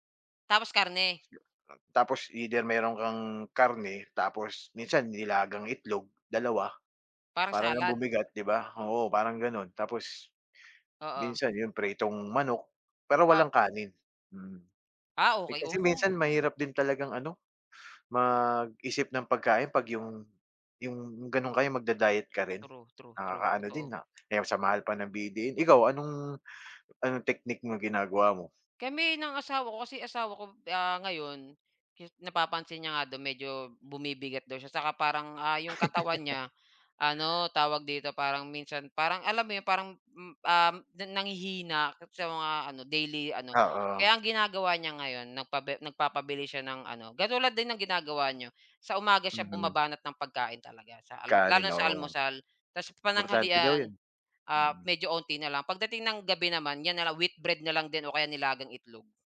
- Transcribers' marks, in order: unintelligible speech; tapping; chuckle
- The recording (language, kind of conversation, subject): Filipino, unstructured, Ano ang ginagawa mo para manatiling malusog ang katawan mo?